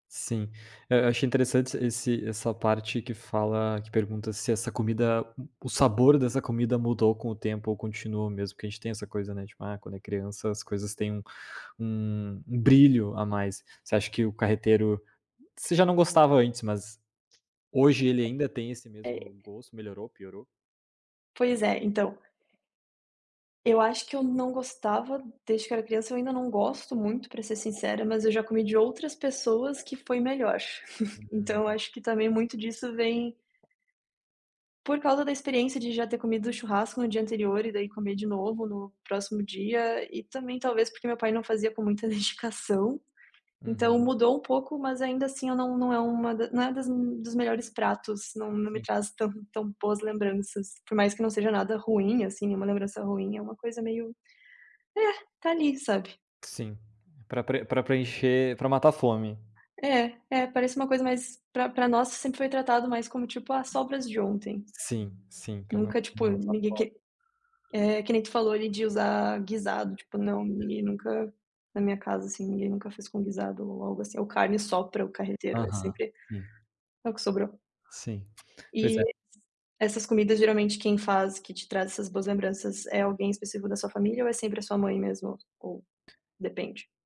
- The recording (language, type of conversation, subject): Portuguese, unstructured, Qual comida típica da sua cultura traz boas lembranças para você?
- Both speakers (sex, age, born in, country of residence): female, 25-29, Brazil, Italy; male, 25-29, Brazil, Italy
- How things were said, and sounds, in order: other background noise; tapping; chuckle; unintelligible speech